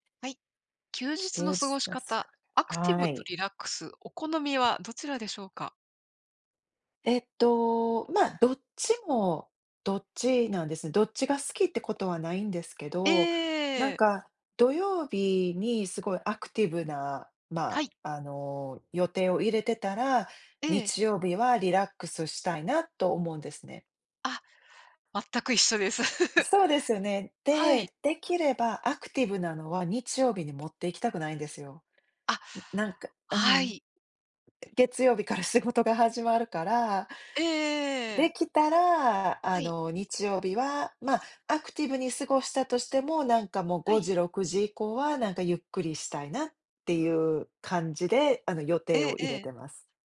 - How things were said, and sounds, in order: laugh; laughing while speaking: "仕事が始まるから"
- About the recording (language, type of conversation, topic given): Japanese, unstructured, 休日はアクティブに過ごすのとリラックスして過ごすのと、どちらが好きですか？